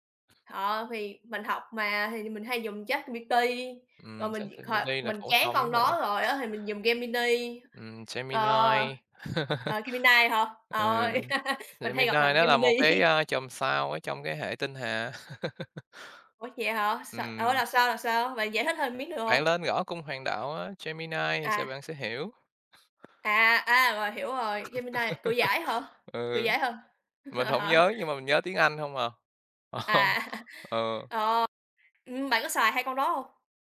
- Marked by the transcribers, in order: other background noise; unintelligible speech; other noise; laugh; laughing while speaking: "ghe mi ni"; laugh; tapping; laugh; laugh; chuckle; laughing while speaking: "Ờ"
- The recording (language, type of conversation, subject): Vietnamese, unstructured, Bạn có đồng ý rằng công nghệ đang tạo ra áp lực tâm lý cho giới trẻ không?